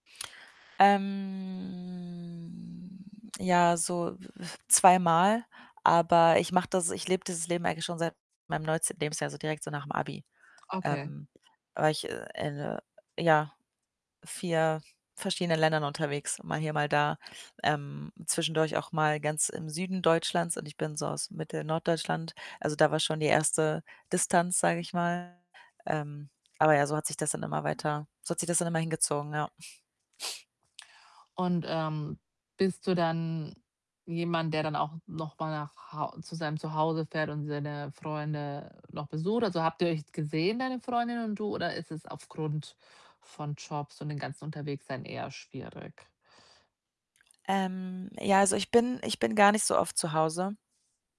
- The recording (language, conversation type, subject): German, advice, Wie gehe ich damit um, wenn meine Freundschaft immer weiter auseinandergeht?
- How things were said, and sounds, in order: static; drawn out: "Ähm"; other background noise; distorted speech; snort